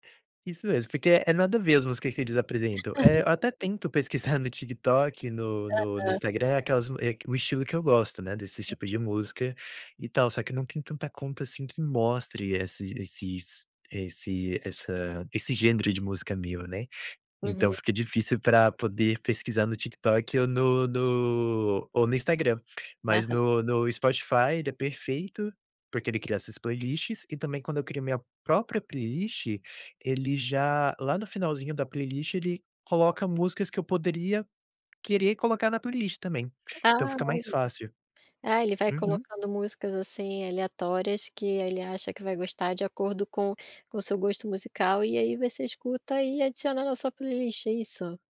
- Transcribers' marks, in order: laugh; tapping
- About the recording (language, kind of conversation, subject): Portuguese, podcast, Como você descobre músicas novas atualmente?